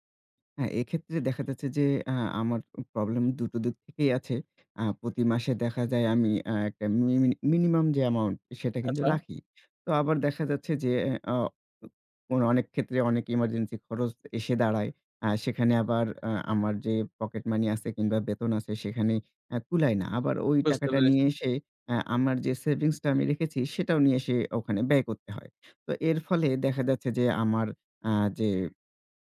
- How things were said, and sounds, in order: "দিক" said as "দুক"; other background noise; tapping; "যাচ্ছে" said as "দাচ্ছে"
- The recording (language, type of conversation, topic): Bengali, advice, অবসরকালীন সঞ্চয় নিয়ে আপনি কেন টালবাহানা করছেন এবং অনিশ্চয়তা বোধ করছেন?